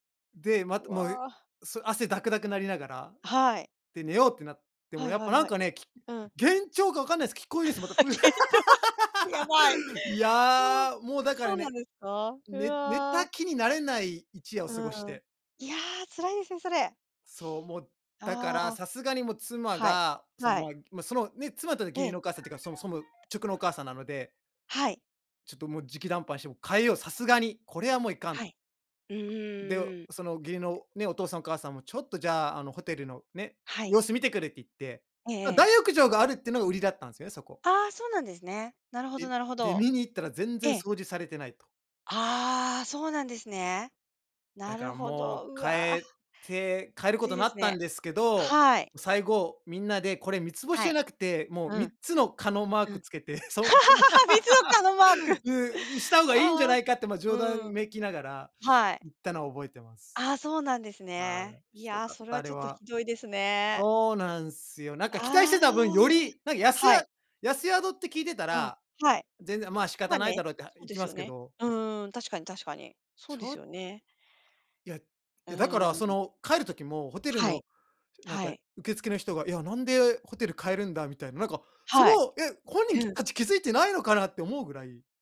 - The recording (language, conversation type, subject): Japanese, unstructured, ホテルの部屋が思っていたよりひどかった場合は、どうすればいいですか？
- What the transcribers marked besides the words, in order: laugh; laughing while speaking: "幻聴、やばい"; laugh; other noise; alarm; other background noise; laugh; laughing while speaking: "そ そんな"; laugh